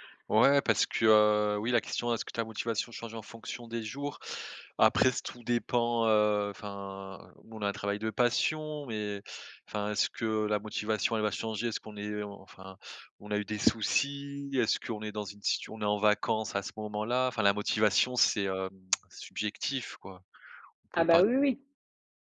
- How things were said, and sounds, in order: tapping; tsk
- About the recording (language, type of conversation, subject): French, unstructured, Qu’est-ce qui te motive à te lever chaque matin ?